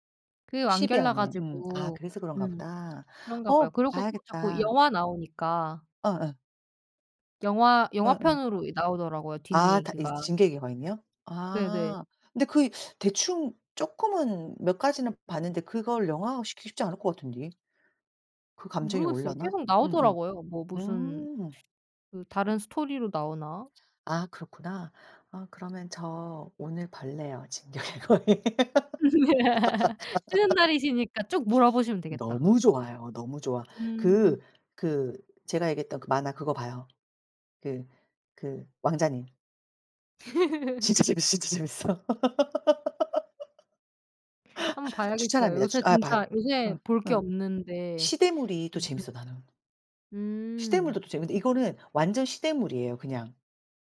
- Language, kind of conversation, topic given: Korean, unstructured, 어렸을 때 가장 좋아했던 만화나 애니메이션은 무엇인가요?
- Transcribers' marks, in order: other background noise; laughing while speaking: "진격의 거인"; laugh; laugh; laughing while speaking: "진짜 재밌어, 진짜 재밌어"; laugh